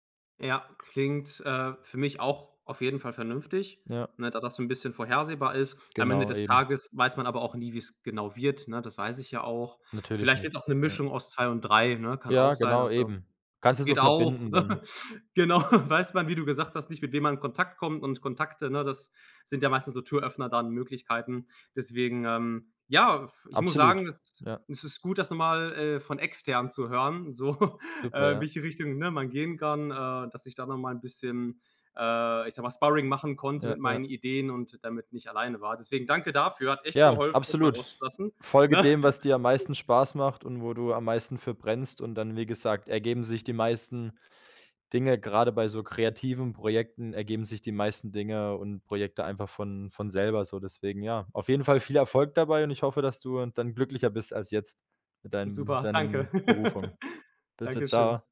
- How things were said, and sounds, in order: other background noise; chuckle; laughing while speaking: "genau"; laughing while speaking: "so"; chuckle
- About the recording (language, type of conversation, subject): German, advice, Wie treffe ich eine schwierige Entscheidung zwischen zwei unsicheren Karrierewegen?
- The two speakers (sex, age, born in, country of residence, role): male, 25-29, Germany, Germany, advisor; male, 30-34, Philippines, Germany, user